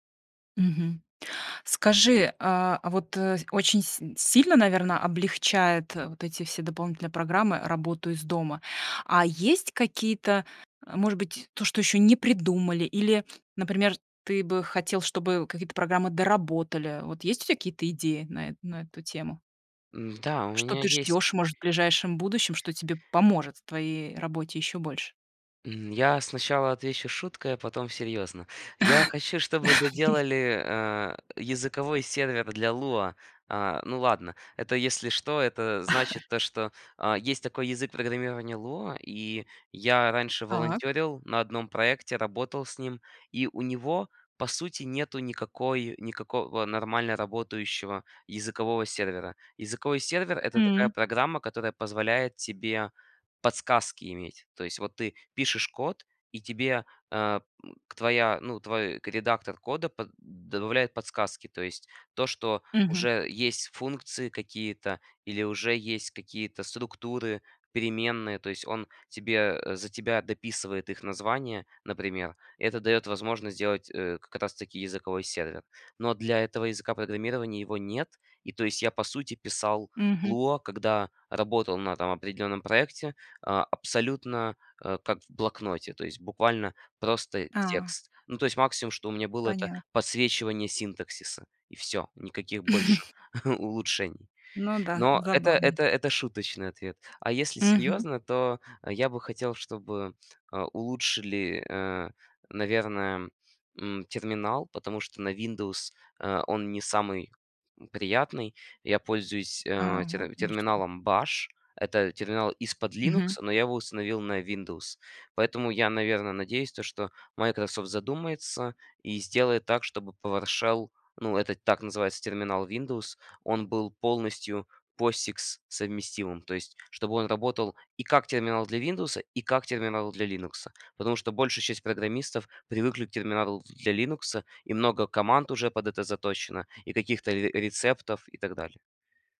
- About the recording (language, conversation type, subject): Russian, podcast, Как ты организуешь работу из дома с помощью технологий?
- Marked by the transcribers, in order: tapping; laugh; chuckle; other background noise; chuckle